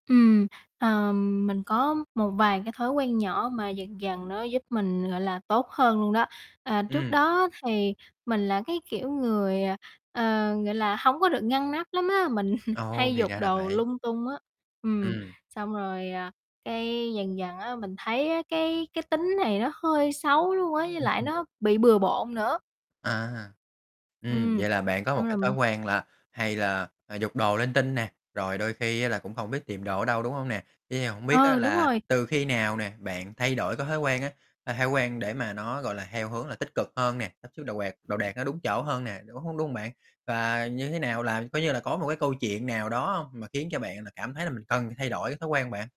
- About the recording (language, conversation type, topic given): Vietnamese, podcast, Thói quen nhỏ nào đã giúp bạn thay đổi theo hướng tốt hơn?
- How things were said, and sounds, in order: tapping; chuckle; other background noise; distorted speech; static